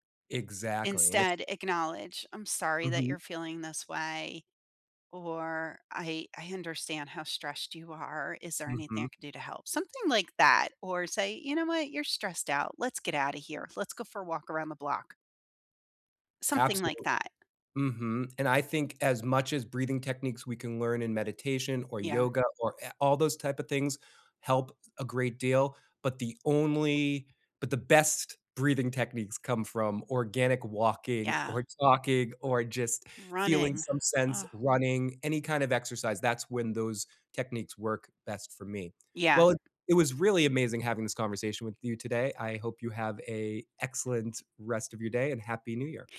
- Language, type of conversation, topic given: English, unstructured, How can breathing techniques reduce stress and anxiety?
- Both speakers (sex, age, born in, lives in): female, 50-54, United States, United States; male, 50-54, United States, United States
- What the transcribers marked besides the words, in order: tapping